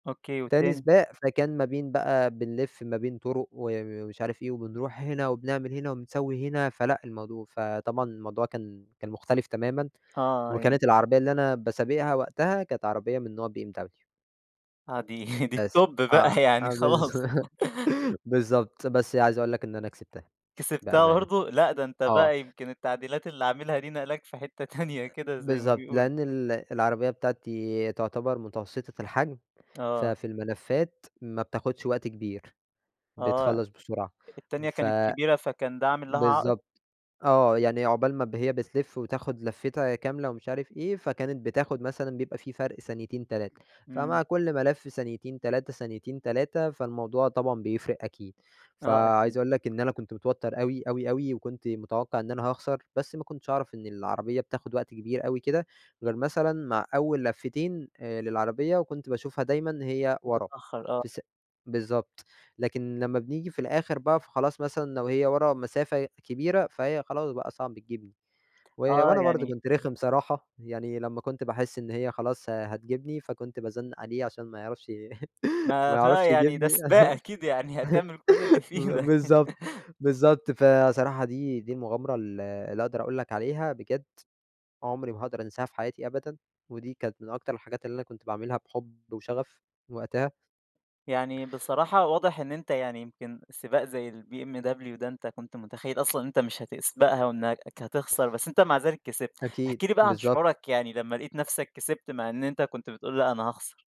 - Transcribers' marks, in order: laughing while speaking: "دي دي الtop بقى، يعني خلاص"; in English: "الtop"; laughing while speaking: "بالض"; chuckle; laughing while speaking: "تانية"; tapping; chuckle; laughing while speaking: "ما يعرفش يجيبني"; laugh; laughing while speaking: "إيدك"; chuckle; other background noise
- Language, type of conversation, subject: Arabic, podcast, إيه آخر مغامرة سَرَقت قلبك؟